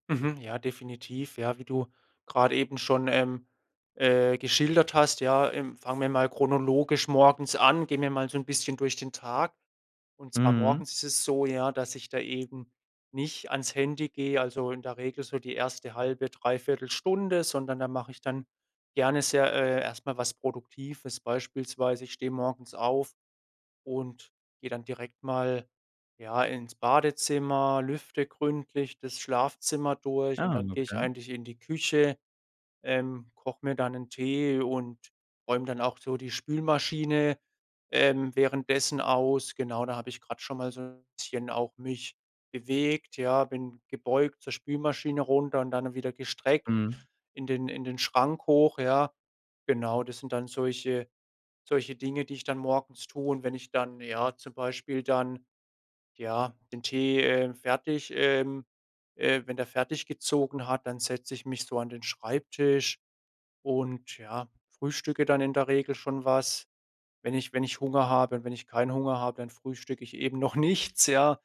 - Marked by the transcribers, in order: laughing while speaking: "noch nichts"
- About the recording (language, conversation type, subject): German, podcast, Wie schaltest du beim Schlafen digital ab?